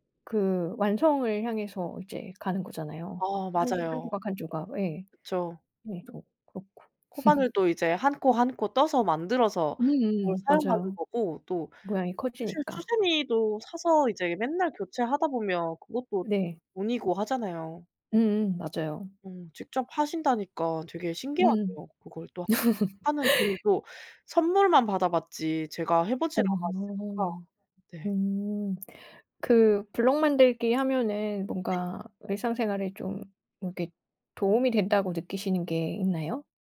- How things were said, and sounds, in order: laugh; tapping; laugh; other background noise
- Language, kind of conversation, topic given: Korean, unstructured, 요즘 가장 즐겨 하는 취미는 무엇인가요?